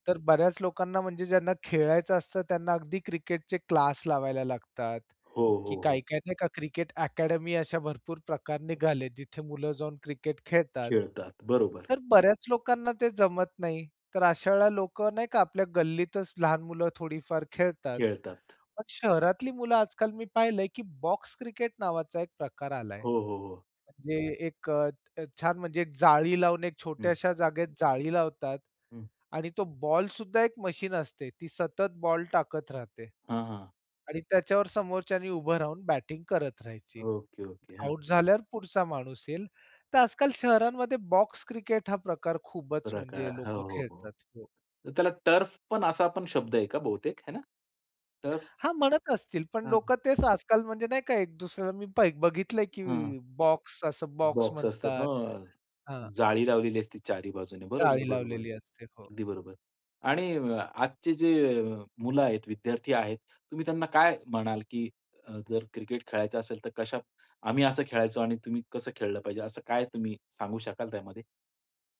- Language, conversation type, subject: Marathi, podcast, लहानपणी तुम्हाला सर्वात जास्त कोणता खेळ आवडायचा?
- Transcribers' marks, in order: other background noise; in English: "टर्फ"; in English: "टर्फ"